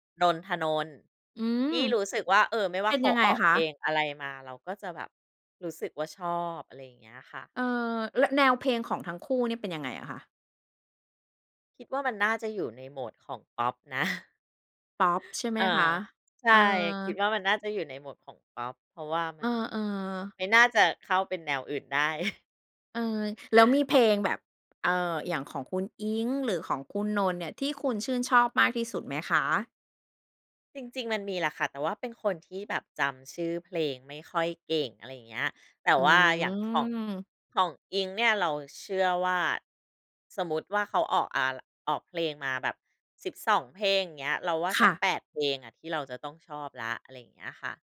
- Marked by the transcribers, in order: other background noise; chuckle
- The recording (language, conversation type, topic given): Thai, podcast, คุณยังจำเพลงแรกที่คุณชอบได้ไหม?